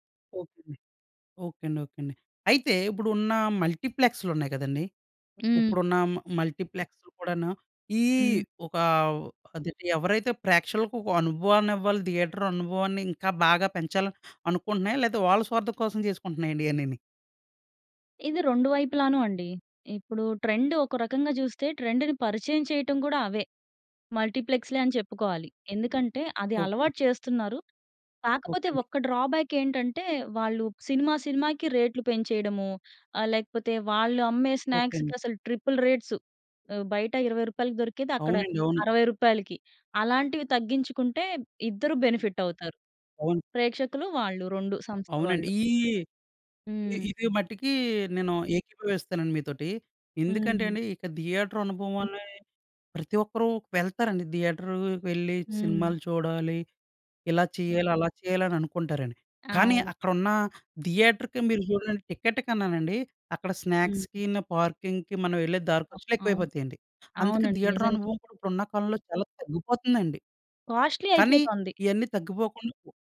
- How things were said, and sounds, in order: in English: "థియేటర్"; in English: "ట్రెండ్"; in English: "ట్రెండ్‍ని"; in English: "డ్రాబ్యాక్"; in English: "స్నాక్స్‌కి"; in English: "ట్రిపుల్ రేట్స్"; in English: "బెనిఫిట్"; in English: "థియేటర్"; in English: "థియేటర్"; in English: "థియేటర్‌కి"; in English: "స్నాక్స్‌కిను, పార్కింగ్‌కి"; other background noise; in English: "థియేటర్"; in English: "కాస్ట్లీ"
- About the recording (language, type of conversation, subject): Telugu, podcast, మీ మొదటి సినిమా థియేటర్ అనుభవం ఎలా ఉండేది?